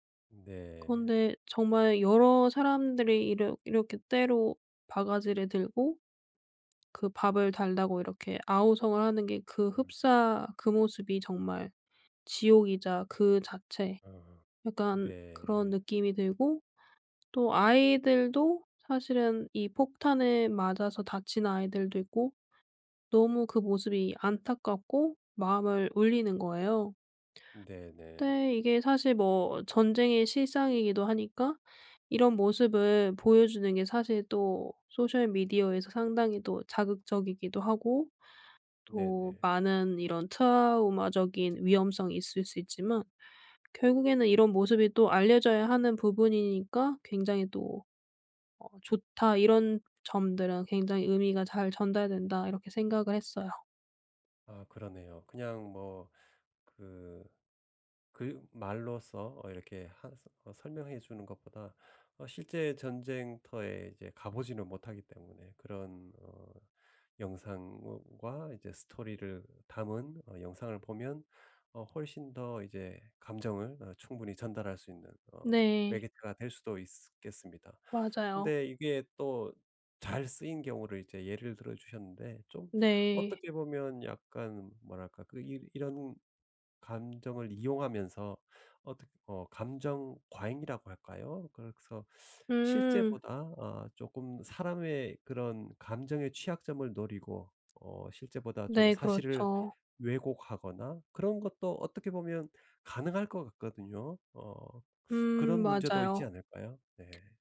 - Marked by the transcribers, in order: in English: "소셜 미디어에서"; other background noise
- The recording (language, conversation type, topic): Korean, podcast, 스토리로 사회 문제를 알리는 것은 효과적일까요?